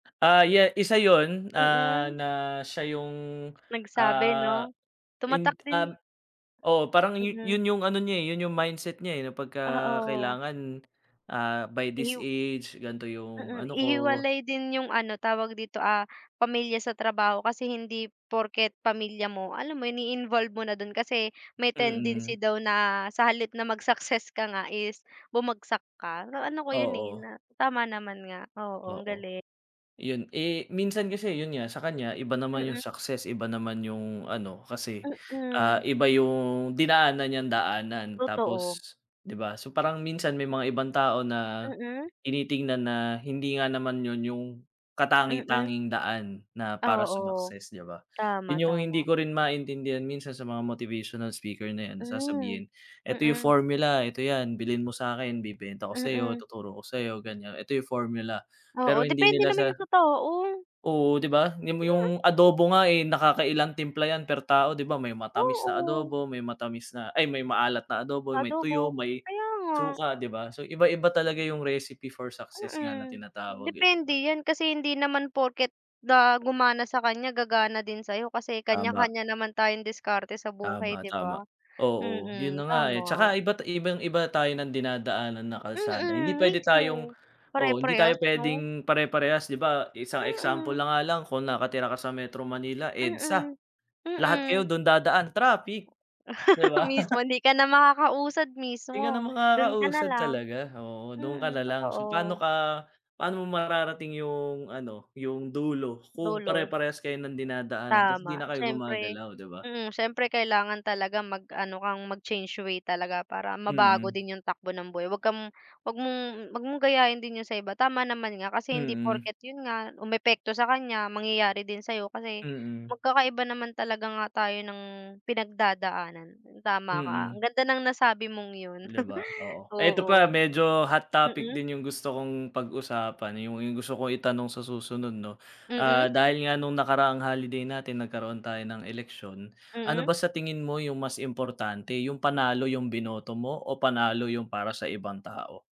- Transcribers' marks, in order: other background noise; snort; chuckle; chuckle
- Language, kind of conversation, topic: Filipino, unstructured, Ano ang pinakamahalagang dahilan kung bakit gusto mong magtagumpay?